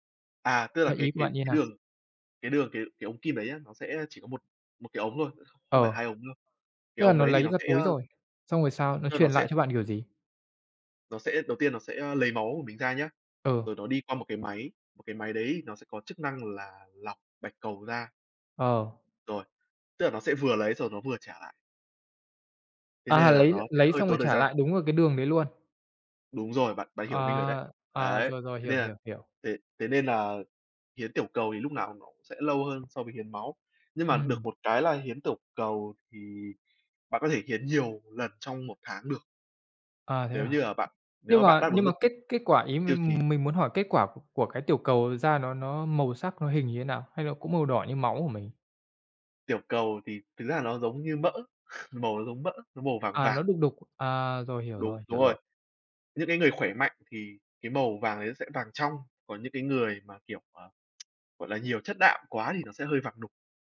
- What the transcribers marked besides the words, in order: tapping; other background noise; laugh; tsk
- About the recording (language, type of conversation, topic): Vietnamese, unstructured, Bạn thường dành thời gian rảnh để làm gì?